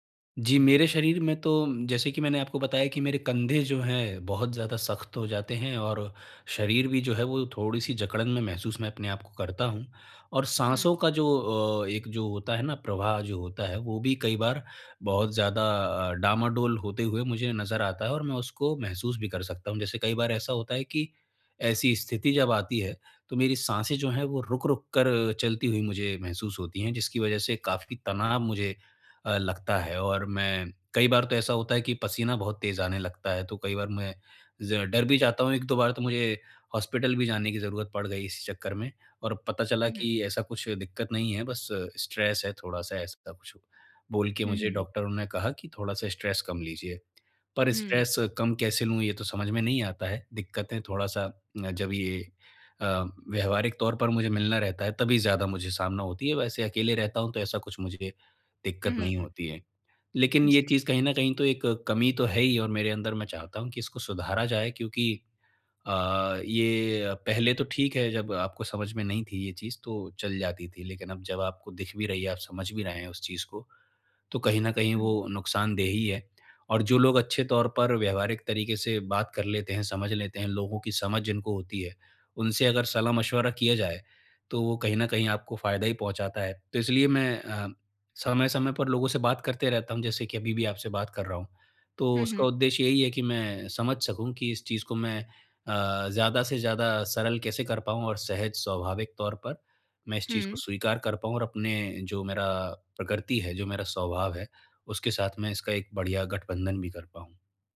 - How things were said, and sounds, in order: in English: "स्ट्रेस"; in English: "स्ट्रेस"; in English: "स्ट्रेस"
- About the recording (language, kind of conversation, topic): Hindi, advice, सामाजिक आयोजनों में मैं अधिक आत्मविश्वास कैसे महसूस कर सकता/सकती हूँ?